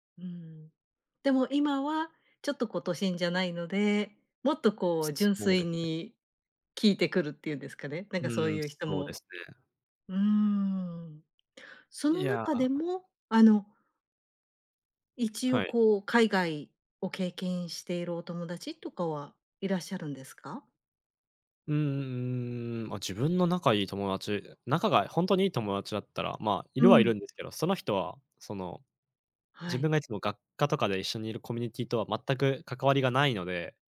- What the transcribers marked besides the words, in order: other background noise
- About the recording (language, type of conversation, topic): Japanese, advice, 新しい環境で自分を偽って馴染もうとして疲れた